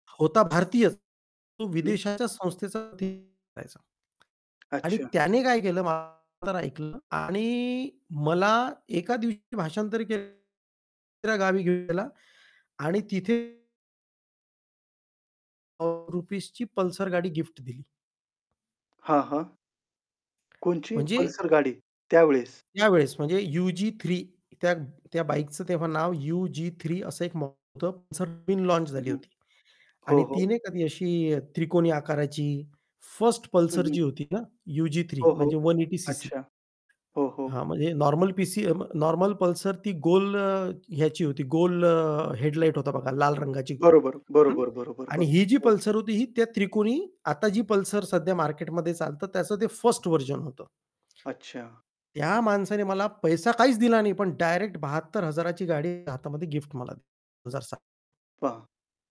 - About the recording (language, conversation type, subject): Marathi, podcast, अचानक मिळालेल्या संधीमुळे तुमच्या आयुष्याची दिशा कशी बदलली?
- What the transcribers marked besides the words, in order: static; distorted speech; unintelligible speech; tapping; "कोणती" said as "कोणची"; in English: "लॉन्च"; in English: "वन एटी"; other background noise; in English: "व्हर्जन"